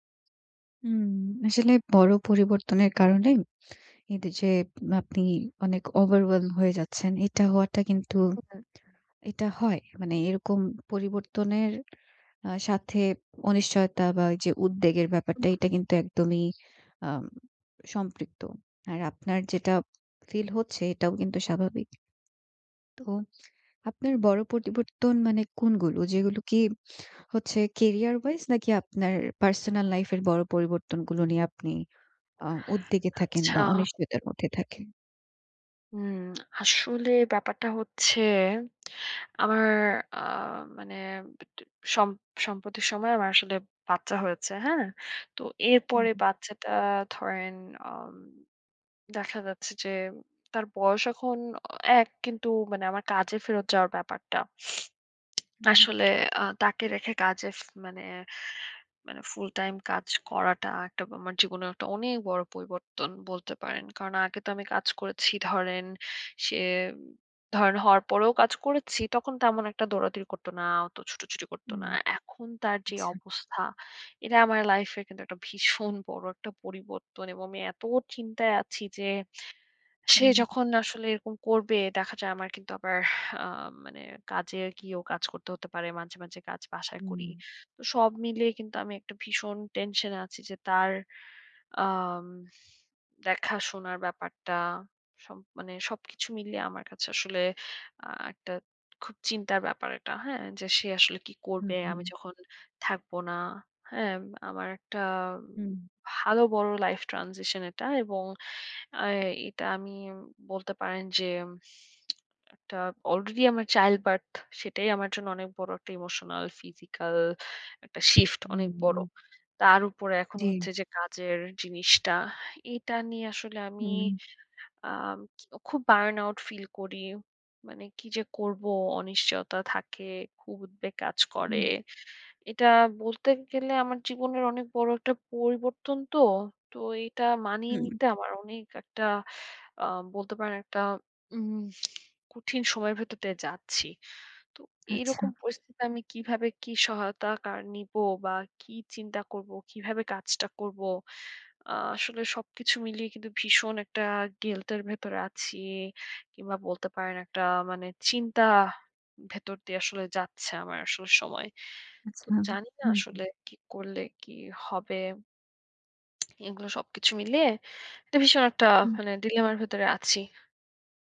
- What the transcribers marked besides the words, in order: in English: "overwhelm"; other background noise; lip smack; "পরিবর্তন" said as "পতিবরতন"; in English: "career-wise"; lip smack; lip smack; tapping; in English: "life transition"; lip smack; in English: "childbirth"; lip smack; in English: "burnout"; tsk; in English: "dilemma"
- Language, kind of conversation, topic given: Bengali, advice, বড় জীবনের পরিবর্তনের সঙ্গে মানিয়ে নিতে আপনার উদ্বেগ ও অনিশ্চয়তা কেমন ছিল?